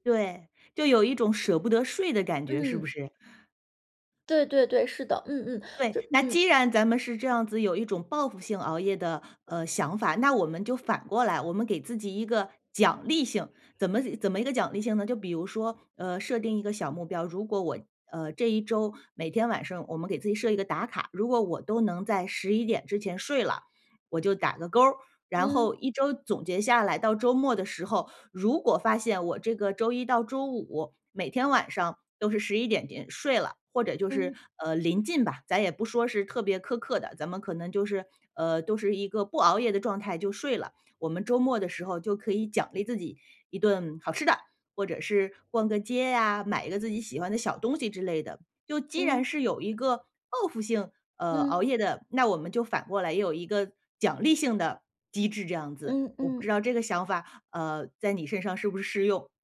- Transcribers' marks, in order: none
- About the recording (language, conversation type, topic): Chinese, advice, 睡前如何减少使用手机和其他屏幕的时间？